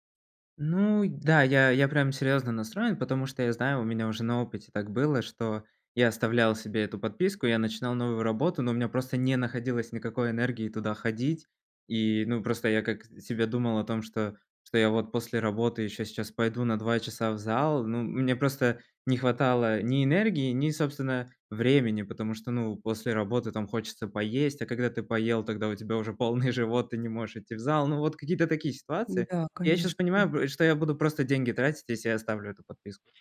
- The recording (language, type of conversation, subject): Russian, advice, Как сохранить привычку заниматься спортом при частых изменениях расписания?
- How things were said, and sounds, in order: laughing while speaking: "полный"